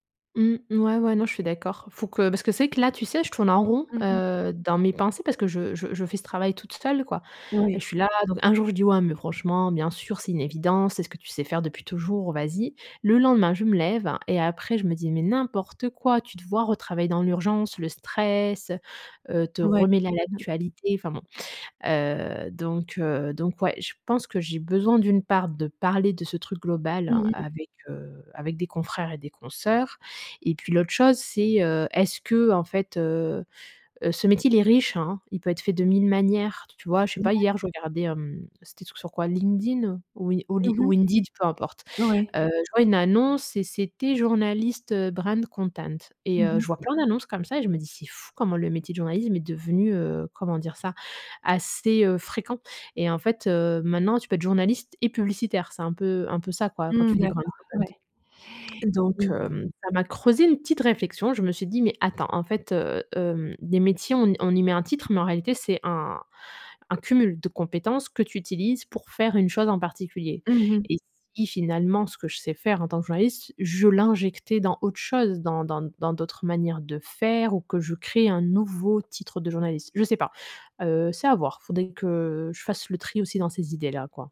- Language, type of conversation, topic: French, advice, Pourquoi est-ce que je doute de ma capacité à poursuivre ma carrière ?
- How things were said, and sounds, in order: other background noise; stressed: "n'importe"; in English: "brand content"; stressed: "et"; in English: "brand content"; stressed: "l'injectais"